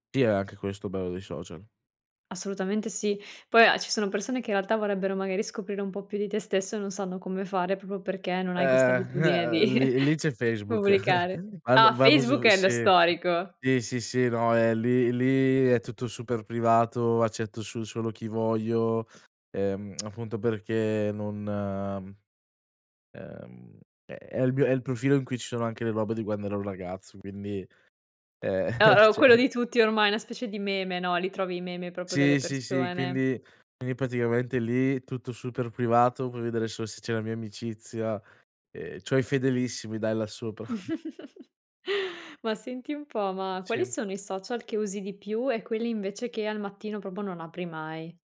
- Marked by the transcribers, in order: chuckle; "proprio" said as "propio"; chuckle; tongue click; chuckle; laughing while speaking: "ceh"; "cioè" said as "ceh"; "proprio" said as "propio"; laughing while speaking: "sopra"; laugh; other background noise; "proprio" said as "propo"
- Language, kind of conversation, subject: Italian, podcast, Cosa ti spinge a controllare i social appena ti svegli?